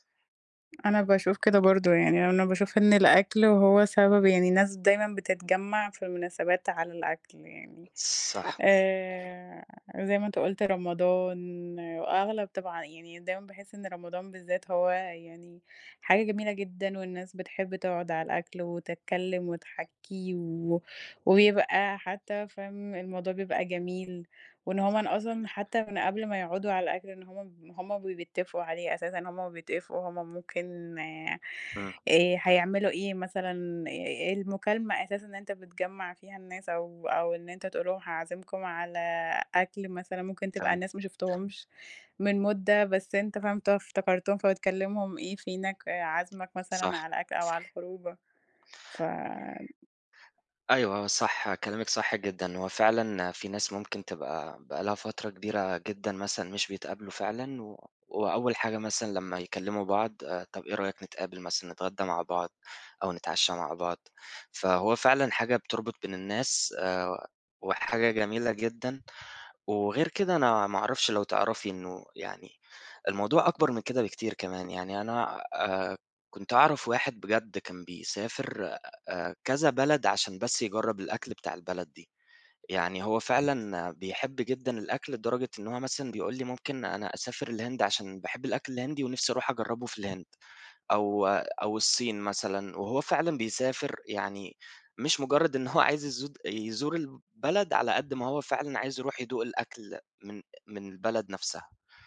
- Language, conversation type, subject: Arabic, unstructured, هل إنت مؤمن إن الأكل ممكن يقرّب الناس من بعض؟
- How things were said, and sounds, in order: tapping; other background noise; unintelligible speech; unintelligible speech